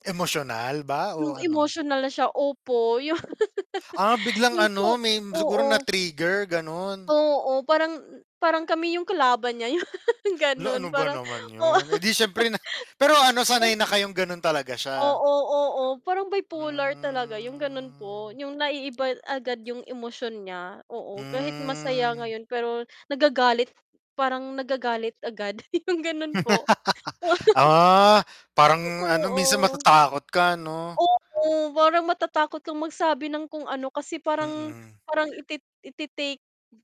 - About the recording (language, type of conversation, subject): Filipino, unstructured, Ano ang kinatatakutan mo kapag sinusubukan mong maging ibang tao?
- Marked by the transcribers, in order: laughing while speaking: "yun"; laugh; laughing while speaking: "yun"; laughing while speaking: "oo"; distorted speech; drawn out: "Hmm"; laugh; laughing while speaking: "yung ganun"; laughing while speaking: "oo"